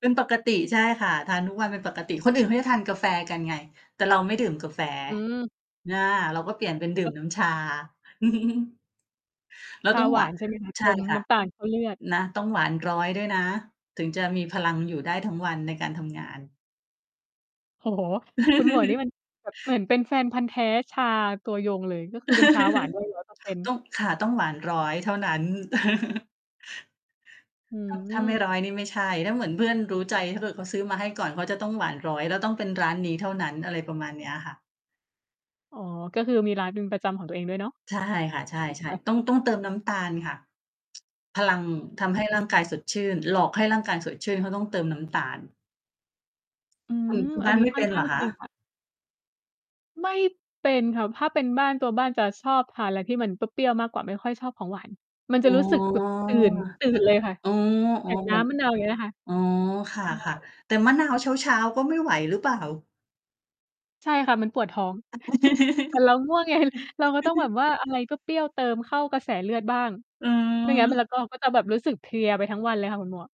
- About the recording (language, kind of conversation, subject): Thai, unstructured, คุณชอบเริ่มต้นวันใหม่ด้วยกิจกรรมอะไรบ้าง?
- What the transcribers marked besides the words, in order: distorted speech; chuckle; tapping; laughing while speaking: "โอ้โฮ"; other background noise; laugh; laugh; laugh; mechanical hum; drawn out: "อ๋อ"; chuckle; laugh; laughing while speaking: "ไง"